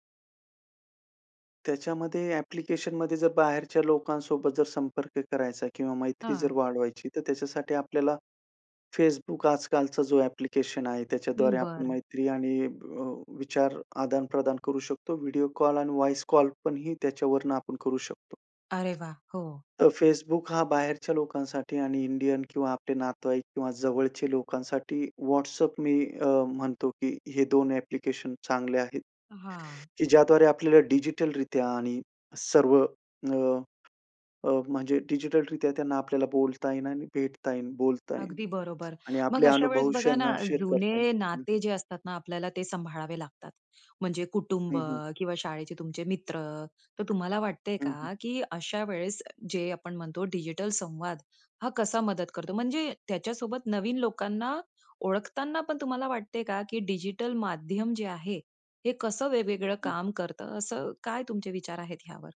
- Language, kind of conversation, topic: Marathi, podcast, डिजिटल संवादामुळे एकटेपणा कमी होतो की वाढतो, तुमचा अनुभव काय आहे?
- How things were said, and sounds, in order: in English: "व्हॉइस"; other noise; in English: "शेअर"; other background noise